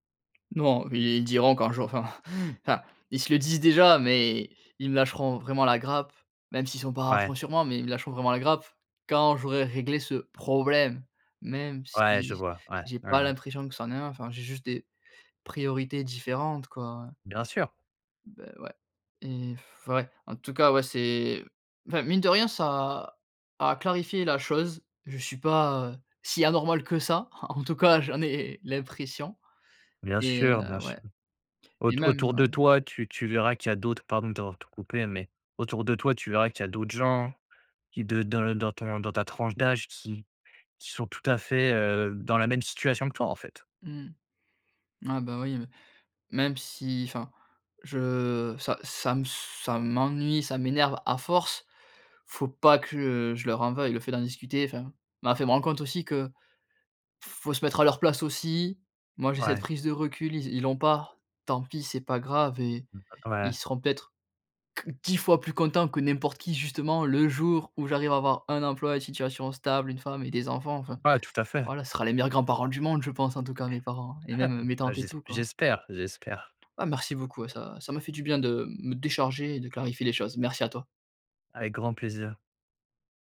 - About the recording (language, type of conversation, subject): French, advice, Comment gérez-vous la pression familiale pour avoir des enfants ?
- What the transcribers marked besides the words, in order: laughing while speaking: "enfin enfin"; stressed: "problème"; other background noise; blowing; laughing while speaking: "en tout cas"; unintelligible speech; chuckle; tapping